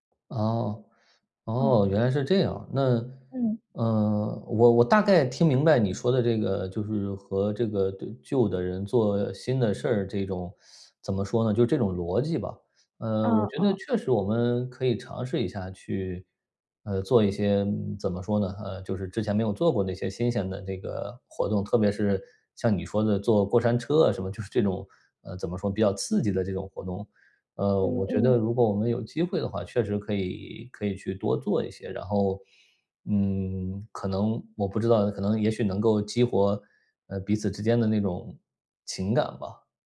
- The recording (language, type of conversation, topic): Chinese, advice, 当你感觉伴侣渐行渐远、亲密感逐渐消失时，你该如何应对？
- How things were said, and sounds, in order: other background noise; teeth sucking; sniff